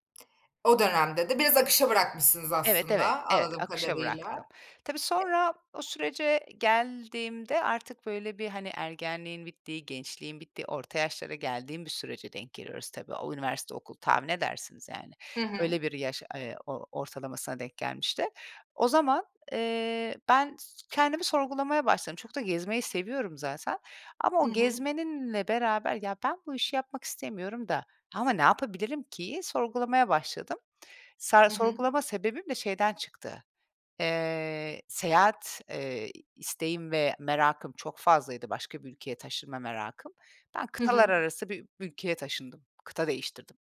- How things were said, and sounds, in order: none
- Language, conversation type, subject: Turkish, podcast, Sevdiğin işi mi yoksa güvenli bir maaşı mı seçersin, neden?
- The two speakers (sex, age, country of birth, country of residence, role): female, 25-29, Turkey, Germany, host; female, 40-44, Turkey, Portugal, guest